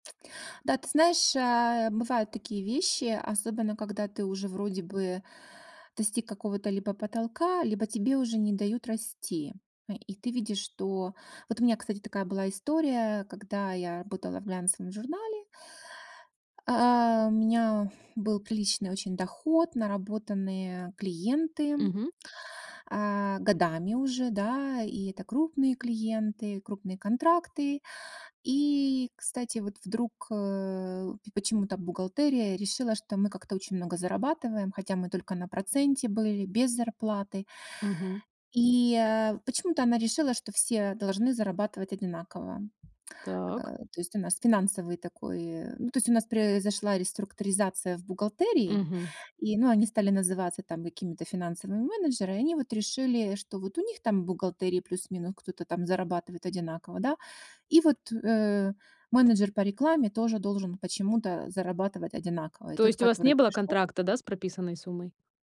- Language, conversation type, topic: Russian, podcast, Что важнее: деньги или интерес к работе?
- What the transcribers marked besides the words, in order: tapping